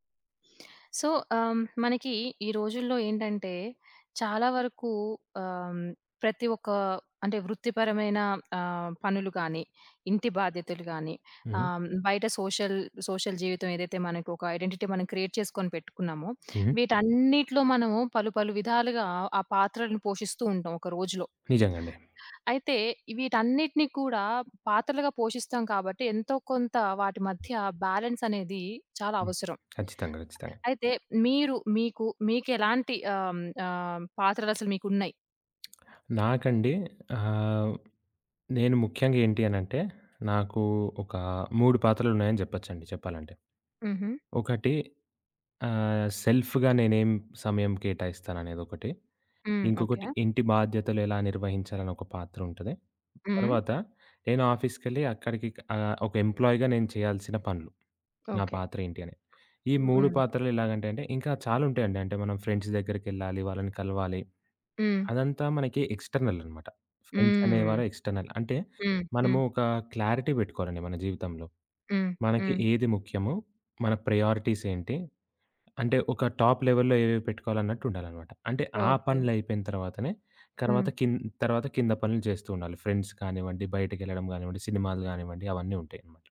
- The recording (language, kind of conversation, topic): Telugu, podcast, సోషియల్ జీవితం, ఇంటి బాధ్యతలు, పని మధ్య మీరు ఎలా సంతులనం చేస్తారు?
- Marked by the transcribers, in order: in English: "సో"; in English: "సోషల్ సోషల్"; in English: "ఐడెంటిటీ"; in English: "క్రియేట్"; other background noise; in English: "బ్యాలెన్స్"; tapping; in English: "సెల్ఫ్‌గా"; in English: "ఎంప్లాయిగా"; in English: "ఫ్రెండ్స్"; in English: "ఫ్రెండ్స్"; in English: "ఎక్స్‌ట్రనల్"; in English: "క్లారిటీ"; in English: "ప్రయారిటీస్"; in English: "టాప్ లెవెల్‌లో"; in English: "ఫ్రెండ్స్"